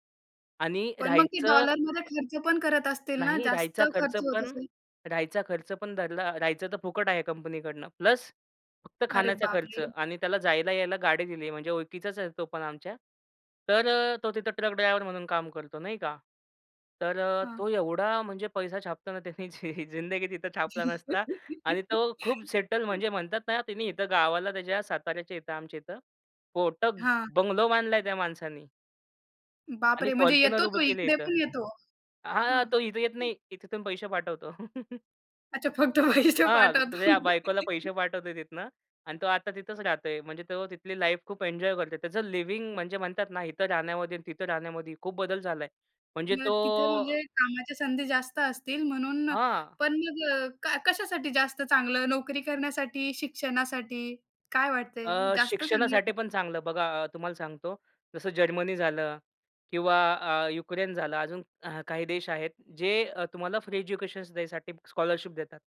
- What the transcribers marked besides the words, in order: in English: "प्लस"; laughing while speaking: "जे जिंदगी तिथं छापला नसता"; laugh; other background noise; chuckle; laughing while speaking: "फक्त पैसे पाठवतो"; laugh; in English: "लाईफ"; in English: "एन्जॉय"; in English: "लिव्हिंग"; in English: "एज्युकेशन"
- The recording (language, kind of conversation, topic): Marathi, podcast, परदेशात राहायचे की घरीच—स्थान बदलण्याबाबत योग्य सल्ला कसा द्यावा?